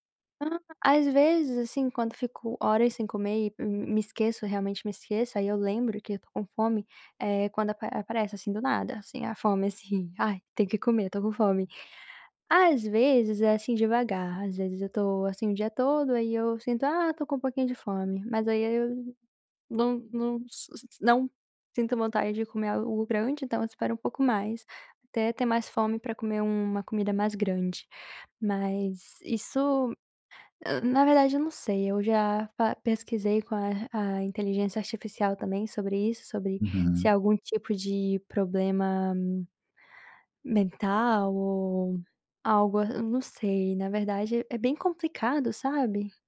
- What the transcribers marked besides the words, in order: tapping
- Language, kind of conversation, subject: Portuguese, advice, Como posso saber se a fome que sinto é emocional ou física?